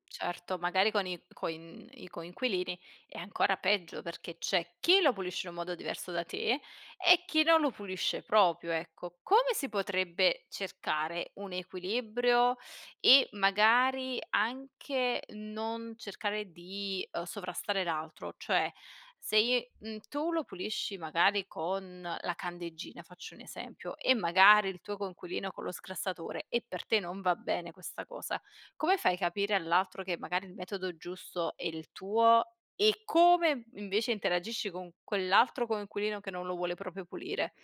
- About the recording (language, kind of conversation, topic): Italian, podcast, Quali regole di base segui per lasciare un posto pulito?
- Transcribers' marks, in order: stressed: "chi"; "proprio" said as "propio"; tapping